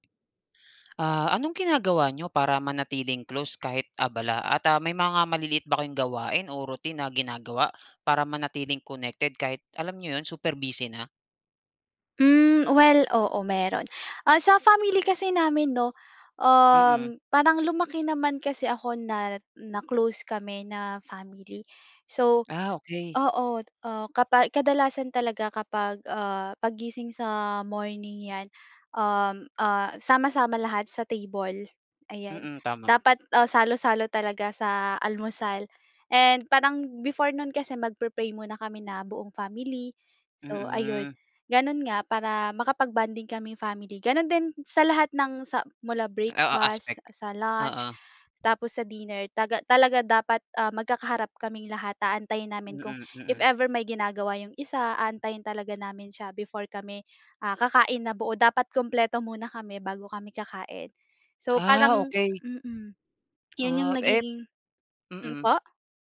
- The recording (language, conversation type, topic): Filipino, podcast, Ano ang ginagawa ninyo para manatiling malapit sa isa’t isa kahit abala?
- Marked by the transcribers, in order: in English: "aspect"